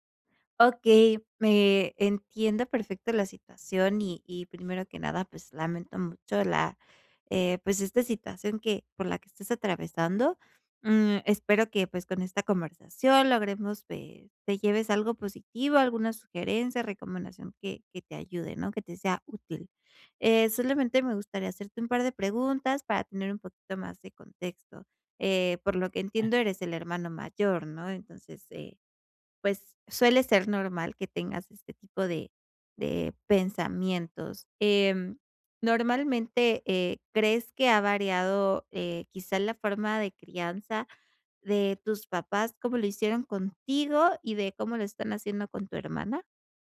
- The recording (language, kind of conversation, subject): Spanish, advice, ¿Cómo puedo comunicar mis decisiones de crianza a mi familia sin generar conflictos?
- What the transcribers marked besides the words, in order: other noise